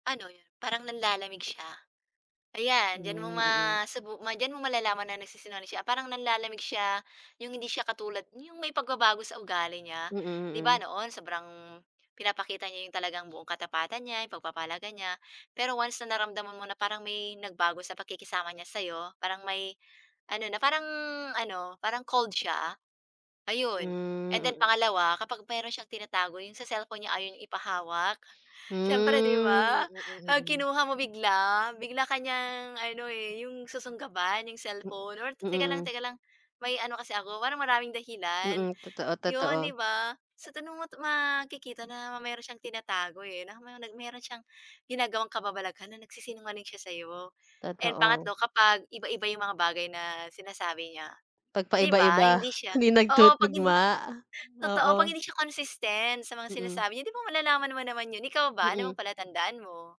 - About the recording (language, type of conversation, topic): Filipino, unstructured, Paano mo haharapin ang pagsisinungaling sa relasyon?
- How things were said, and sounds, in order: other background noise